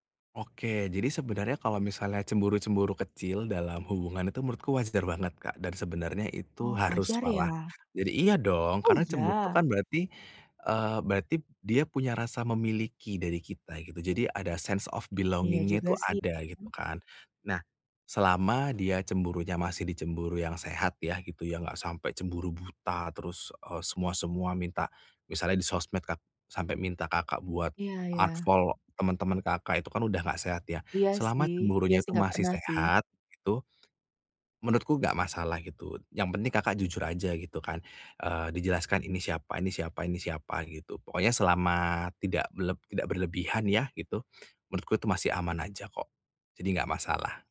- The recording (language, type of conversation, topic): Indonesian, advice, Bagaimana caranya menetapkan batasan yang sehat dalam hubungan tanpa membuat pasangan tersinggung?
- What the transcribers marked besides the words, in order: in English: "sense of belonging-nya"; in English: "unfollow"; tapping